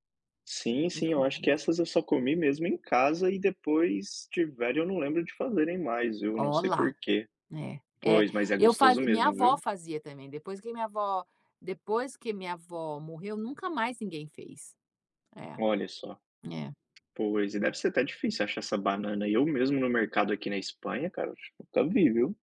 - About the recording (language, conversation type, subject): Portuguese, unstructured, Qual é a comida típica da sua cultura de que você mais gosta?
- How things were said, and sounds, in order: tapping